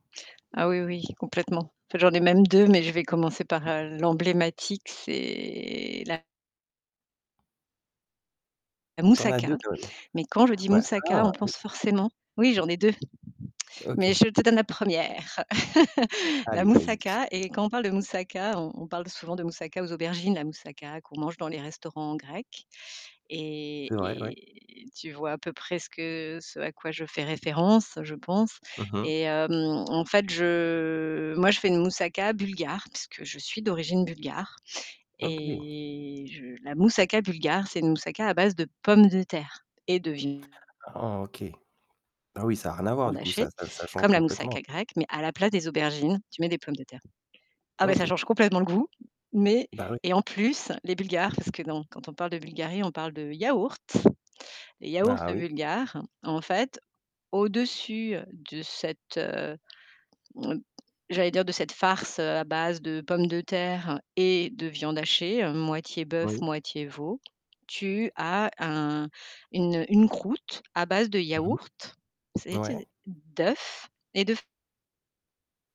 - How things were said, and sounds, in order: tapping; drawn out: "c'est"; distorted speech; other background noise; chuckle; drawn out: "je"; drawn out: "et"; stressed: "yaourt"
- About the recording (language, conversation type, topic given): French, podcast, Peux-tu parler d’une recette familiale que tu prépares souvent ?
- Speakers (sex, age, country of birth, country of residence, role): female, 45-49, France, France, guest; male, 40-44, France, France, host